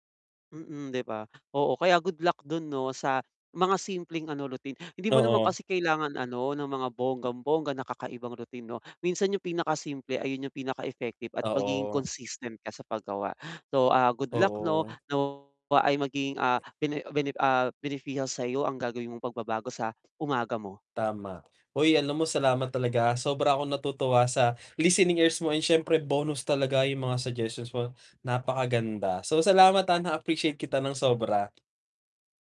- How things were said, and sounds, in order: static; tapping; distorted speech; in English: "listening ears"
- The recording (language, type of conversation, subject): Filipino, advice, Paano ako makalilikha ng simple at pangmatagalang gawi sa umaga?